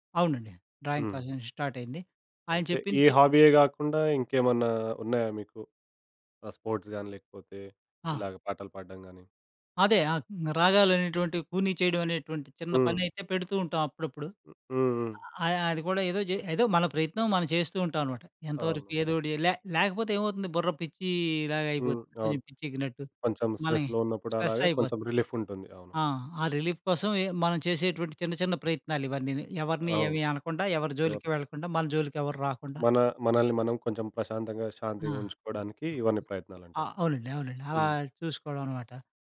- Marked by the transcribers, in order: in English: "డ్రాయింగ్ క్లాస్"; in English: "స్పోర్ట్స్"; other noise; in English: "స్ట్రెస్‌లో"; in English: "రిలీఫ్"; unintelligible speech
- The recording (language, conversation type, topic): Telugu, podcast, ప్రతిరోజూ మీకు చిన్న ఆనందాన్ని కలిగించే హాబీ ఏది?